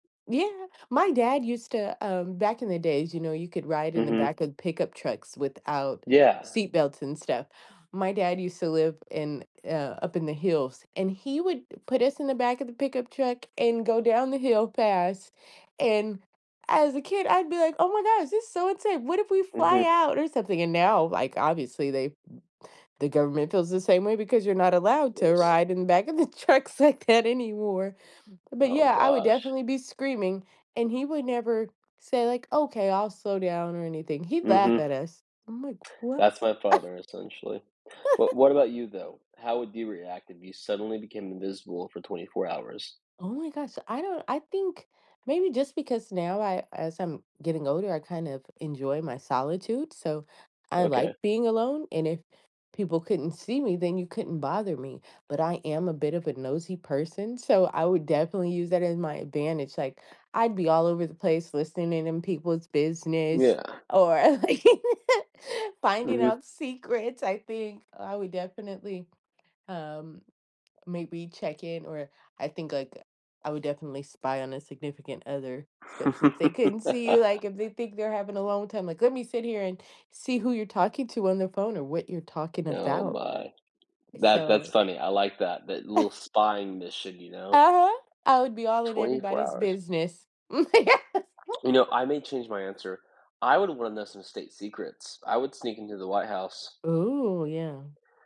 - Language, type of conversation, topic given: English, unstructured, How might having the power of invisibility for a day change the way you see yourself and others?
- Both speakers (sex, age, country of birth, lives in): female, 40-44, United States, United States; male, 25-29, United States, United States
- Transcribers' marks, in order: other background noise; other noise; laughing while speaking: "back of the trucks, like, that"; tapping; laugh; laughing while speaking: "or, like"; chuckle; laugh; laugh; laugh